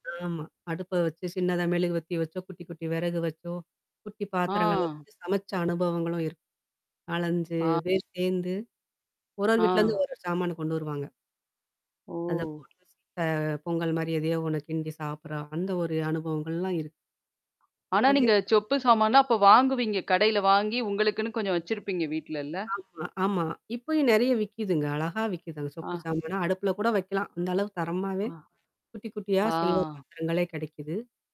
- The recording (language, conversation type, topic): Tamil, podcast, வீட்டில் உள்ள சின்னச் சின்ன பொருள்கள் உங்கள் நினைவுகளை எப்படிப் பேணிக்காக்கின்றன?
- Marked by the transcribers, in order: static; distorted speech; mechanical hum